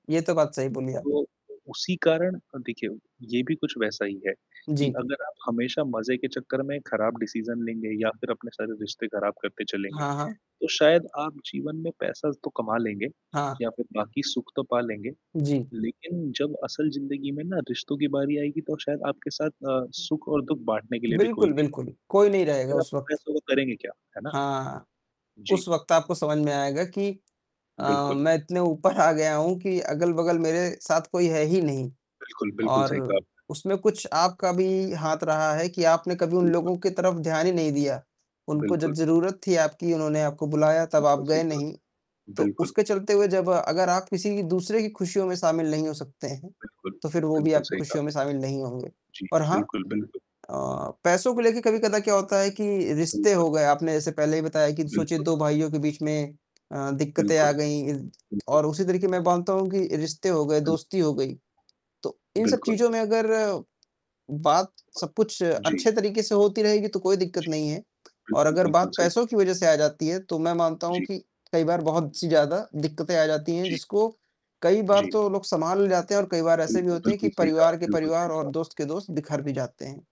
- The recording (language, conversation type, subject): Hindi, unstructured, पैसे के लिए आप कितना समझौता कर सकते हैं?
- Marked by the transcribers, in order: distorted speech; static; in English: "डिसीज़न"; other background noise; tapping; laughing while speaking: "आ गया"; other noise